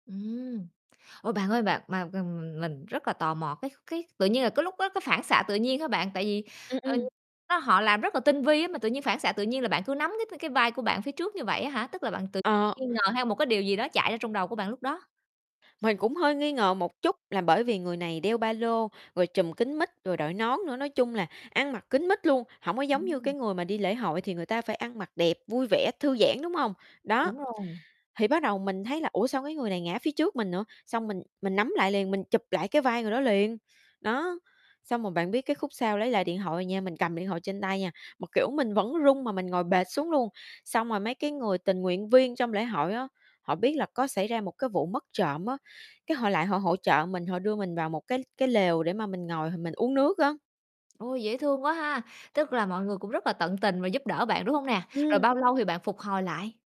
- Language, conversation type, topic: Vietnamese, podcast, Bạn đã từng bị trộm hoặc suýt bị mất cắp khi đi du lịch chưa?
- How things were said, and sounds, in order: distorted speech; static; tapping